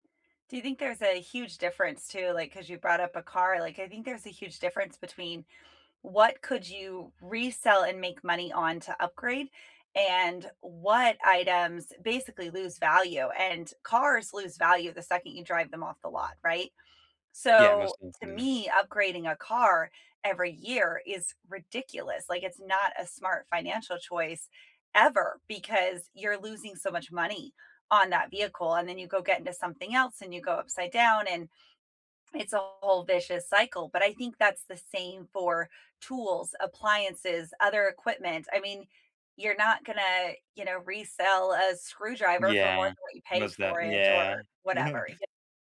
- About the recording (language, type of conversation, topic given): English, unstructured, Have you ever gotten angry when equipment or tools didn’t work properly?
- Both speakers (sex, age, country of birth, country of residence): female, 35-39, United States, United States; male, 18-19, United States, United States
- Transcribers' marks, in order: other background noise; giggle